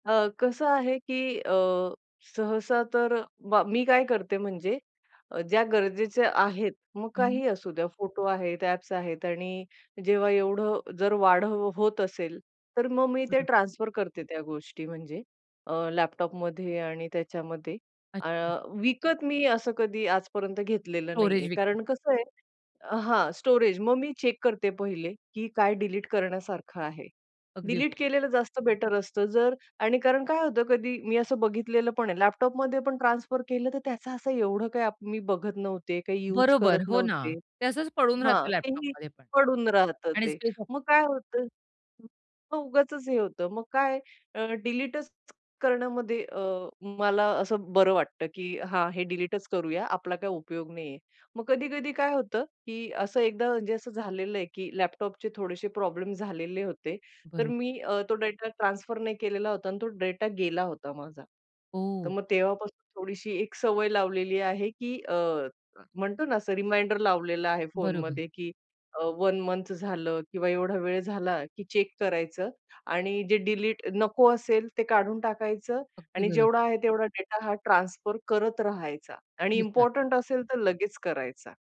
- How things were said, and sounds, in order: tapping; other background noise; other noise
- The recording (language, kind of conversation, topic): Marathi, podcast, गरज नसलेल्या वस्तू काढून टाकण्याची तुमची पद्धत काय आहे?